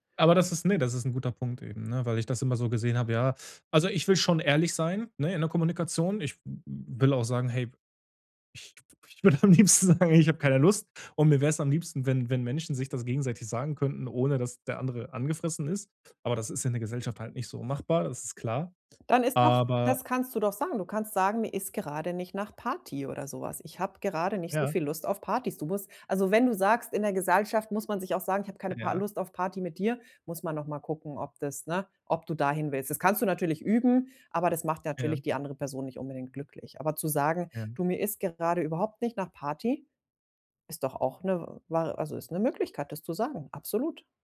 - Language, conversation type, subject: German, advice, Wie sage ich Freunden höflich und klar, dass ich nicht zu einer Einladung kommen kann?
- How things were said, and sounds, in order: laughing while speaking: "würde am liebsten sagen"; "Gesellschaft" said as "Gesallschaft"